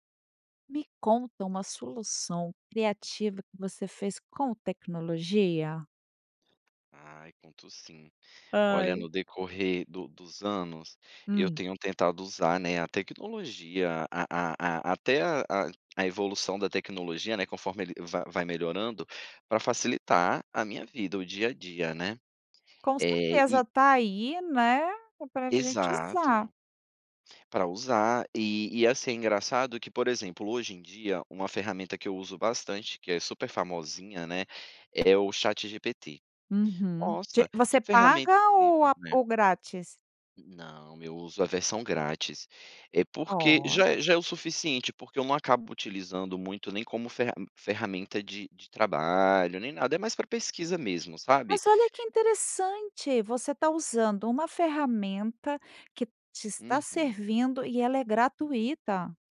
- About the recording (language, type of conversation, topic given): Portuguese, podcast, Como você criou uma solução criativa usando tecnologia?
- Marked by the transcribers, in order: other background noise